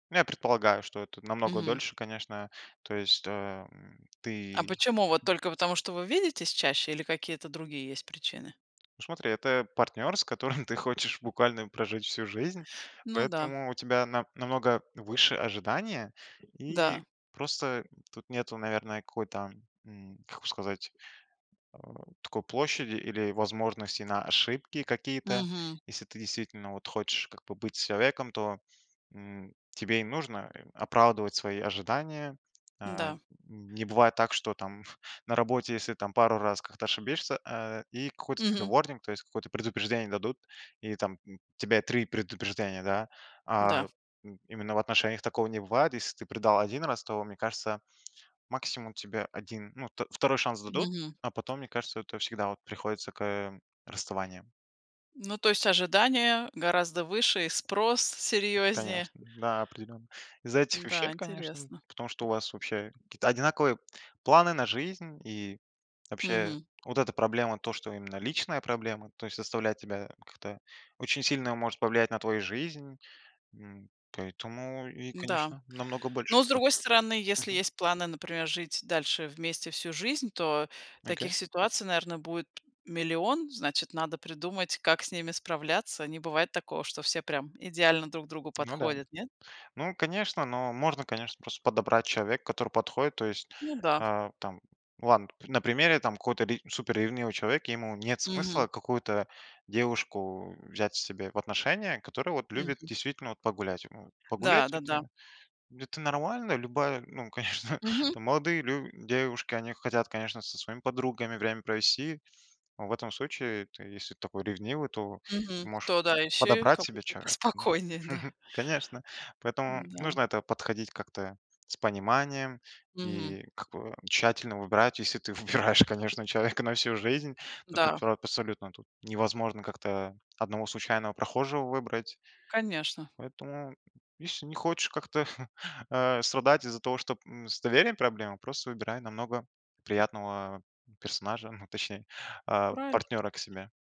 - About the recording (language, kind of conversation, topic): Russian, podcast, Что важнее для доверия: обещания или поступки?
- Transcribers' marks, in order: other background noise; laughing while speaking: "с которым ты хочешь"; tapping; chuckle; in English: "warning"; laughing while speaking: "конечно"; chuckle; laughing while speaking: "Если ты выбираешь, конечно, человека"; chuckle